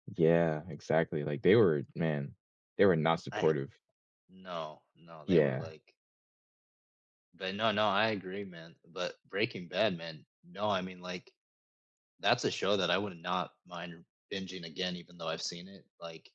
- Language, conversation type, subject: English, unstructured, Which TV show should we binge-watch together this weekend, and what makes it a good fit for our mood?
- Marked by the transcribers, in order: none